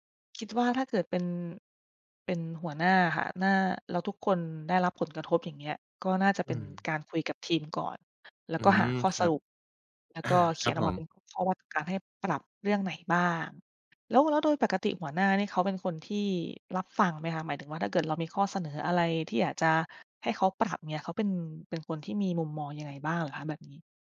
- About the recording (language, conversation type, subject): Thai, advice, ควรทำอย่างไรเมื่อมีแต่งานด่วนเข้ามาตลอดจนทำให้งานสำคัญถูกเลื่อนอยู่เสมอ?
- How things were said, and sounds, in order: other background noise